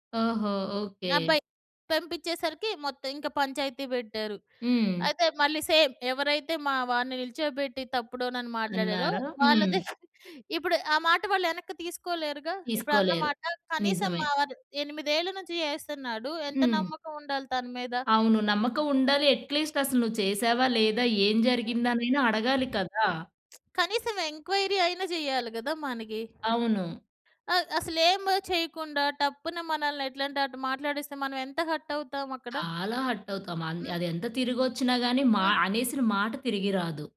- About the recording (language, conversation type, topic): Telugu, podcast, వాస్తవంగా శ్రద్ధగా వినడం మరియు వెంటనే స్పందించడం మధ్య తేడా మీకు ఎలా అనిపిస్తుంది?
- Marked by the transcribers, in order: in English: "సేమ్"; chuckle; in English: "అట్‌లీస్ట్"; lip smack; in English: "ఎంక్వైరీ"; tapping; other background noise; other street noise